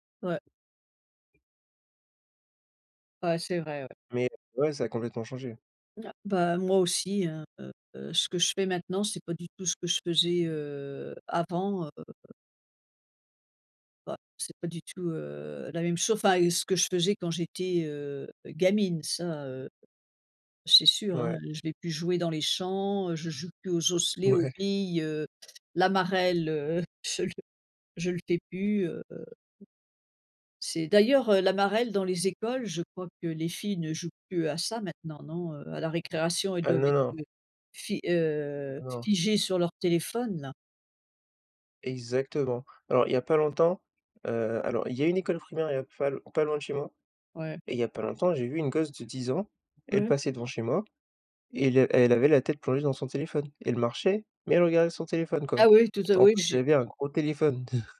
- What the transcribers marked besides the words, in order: laughing while speaking: "Ouais"; laughing while speaking: "je le"; tapping; stressed: "Exactement"; chuckle
- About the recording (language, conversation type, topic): French, unstructured, Qu’est-ce que tu aimais faire quand tu étais plus jeune ?